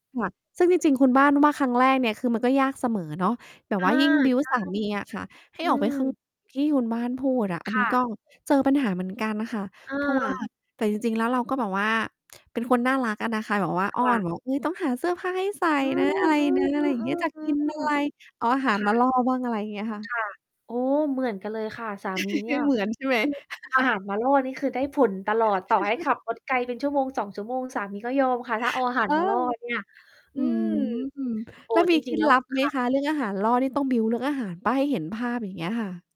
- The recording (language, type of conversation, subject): Thai, unstructured, คุณเคยต้องโน้มน้าวใครสักคนที่ไม่อยากเปลี่ยนใจไหม?
- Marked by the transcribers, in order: mechanical hum; distorted speech; in English: "บิลด์"; static; laugh; in English: "บิลด์"